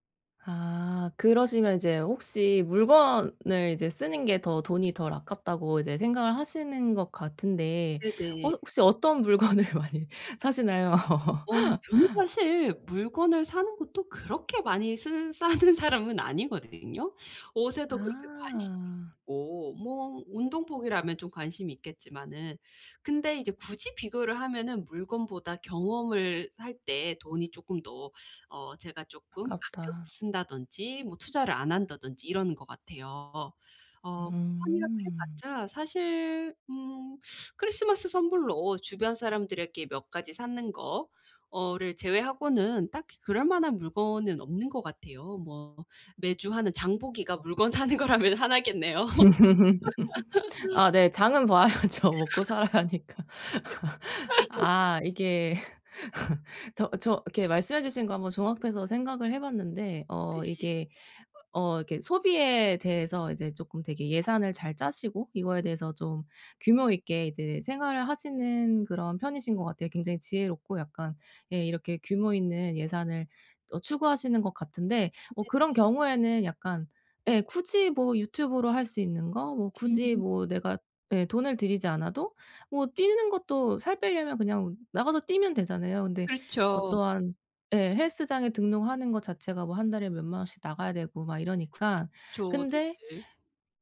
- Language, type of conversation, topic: Korean, advice, 물건보다 경험을 우선하는 소비습관
- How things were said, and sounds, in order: other background noise; laughing while speaking: "물건을 많이 사시나요?"; laugh; laughing while speaking: "사는 사람은"; tapping; laughing while speaking: "사는 거라면 하나겠네요"; laughing while speaking: "봐야죠. 먹고살아야 하니까"; laugh